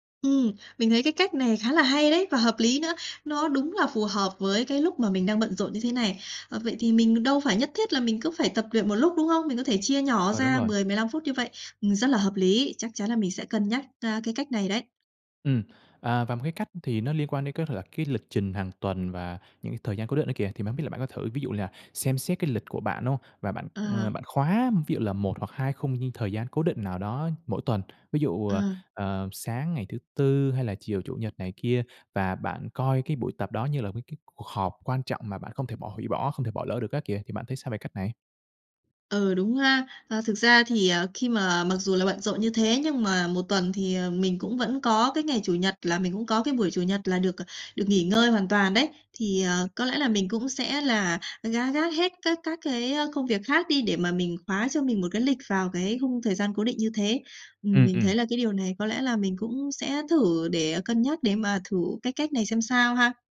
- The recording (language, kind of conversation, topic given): Vietnamese, advice, Làm sao sắp xếp thời gian để tập luyện khi tôi quá bận rộn?
- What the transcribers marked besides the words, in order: tapping